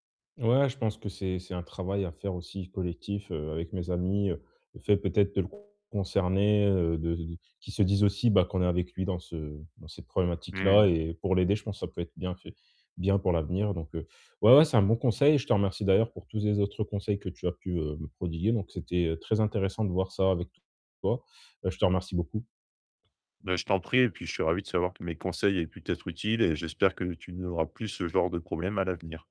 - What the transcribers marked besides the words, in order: distorted speech
- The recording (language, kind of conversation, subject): French, advice, Que faire si un imprévu survient pendant mes vacances ?